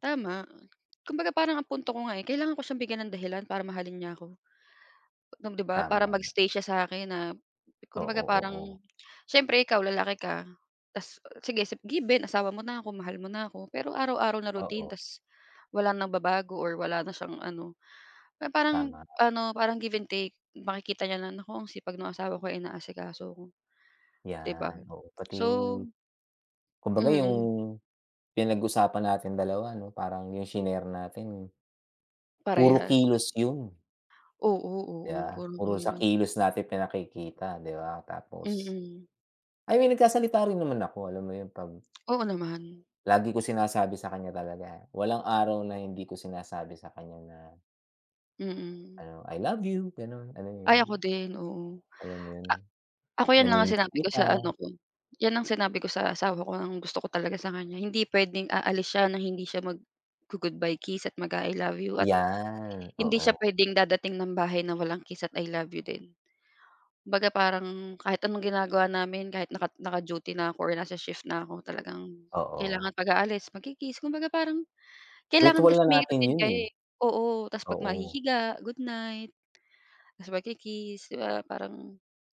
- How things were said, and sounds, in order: tapping
- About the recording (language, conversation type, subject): Filipino, unstructured, Paano mo ipinapakita ang pagmamahal sa iyong kapareha?